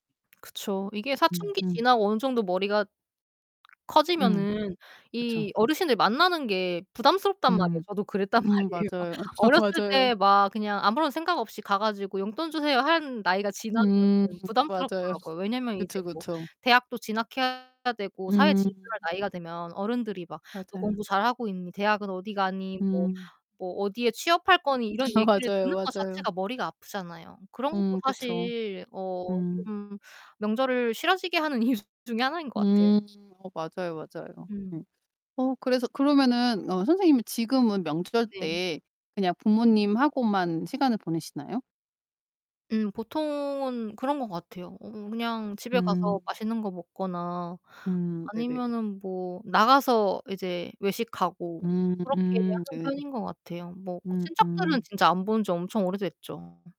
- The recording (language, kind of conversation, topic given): Korean, unstructured, 한국 명절 때 가장 기억에 남는 풍습은 무엇인가요?
- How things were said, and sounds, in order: other background noise; laughing while speaking: "그랬단 말이에요"; laughing while speaking: "아 맞아요"; distorted speech; laughing while speaking: "맞아요"; laughing while speaking: "이유 중에"